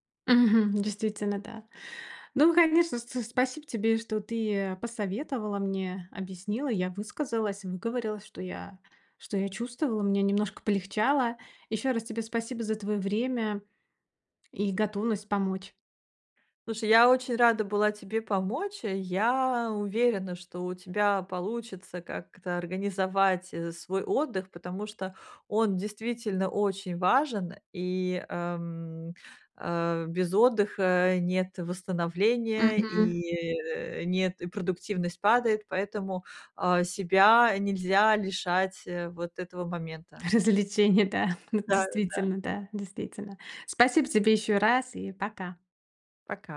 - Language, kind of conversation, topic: Russian, advice, Как организовать домашние дела, чтобы они не мешали отдыху и просмотру фильмов?
- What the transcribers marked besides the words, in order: joyful: "Развлечения, да, ну действительно"